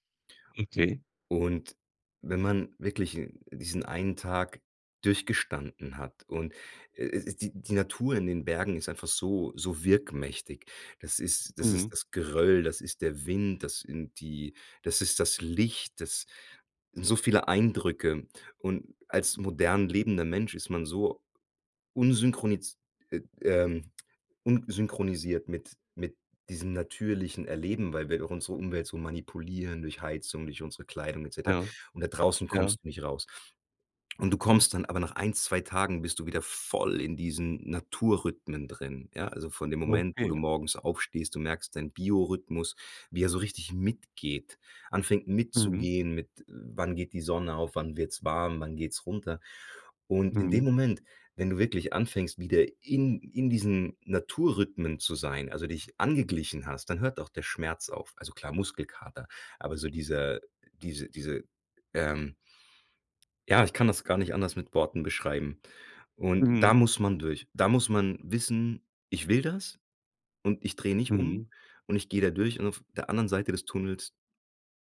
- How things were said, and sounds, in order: unintelligible speech
- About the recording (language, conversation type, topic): German, podcast, Welcher Ort hat dir innere Ruhe geschenkt?